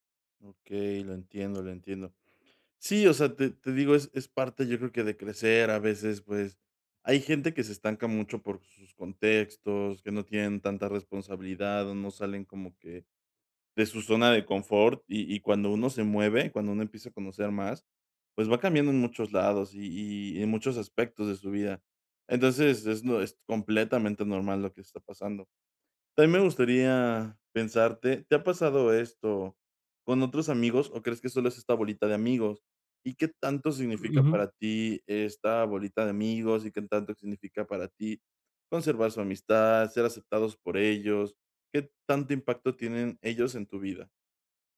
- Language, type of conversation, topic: Spanish, advice, ¿Cómo puedo ser más auténtico sin perder la aceptación social?
- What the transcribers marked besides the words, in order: none